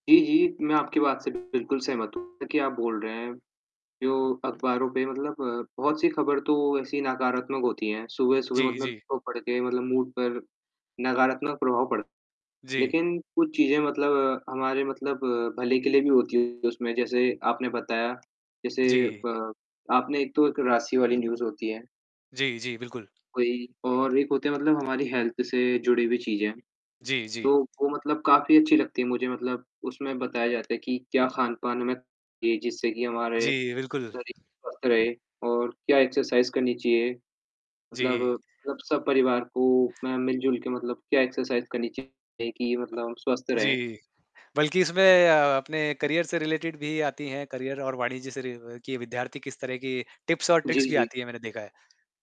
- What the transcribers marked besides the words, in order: static; distorted speech; tapping; in English: "न्यूज़"; in English: "हेल्थ"; in English: "एक्सरसाइज़"; in English: "एक्सरसाइज़"; other background noise; in English: "करियर"; in English: "रिलेटेड"; in English: "करियर"; in English: "टिप्स"; in English: "ट्रिक्स"
- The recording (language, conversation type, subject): Hindi, unstructured, आपके हिसाब से खबरों का हमारे मूड पर कितना असर होता है?